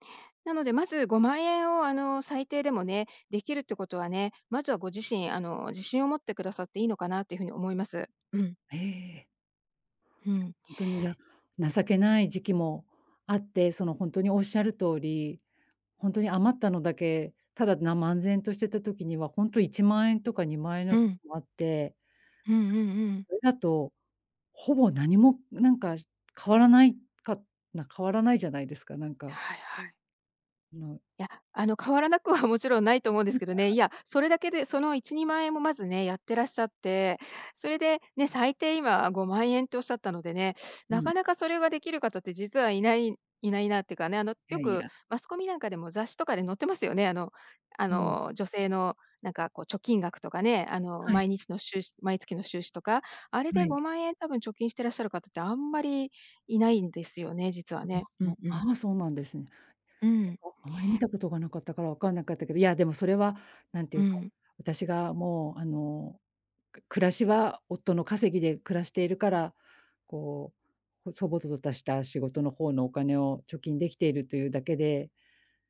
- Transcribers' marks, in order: unintelligible speech; unintelligible speech; unintelligible speech
- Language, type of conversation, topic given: Japanese, advice, 毎月決まった額を貯金する習慣を作れないのですが、どうすれば続けられますか？